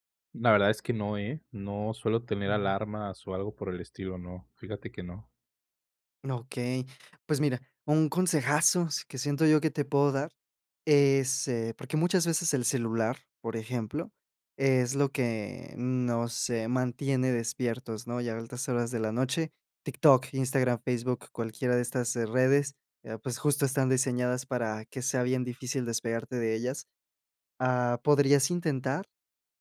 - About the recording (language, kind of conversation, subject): Spanish, advice, ¿Cómo puedo saber si estoy entrenando demasiado y si estoy demasiado cansado?
- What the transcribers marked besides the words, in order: other background noise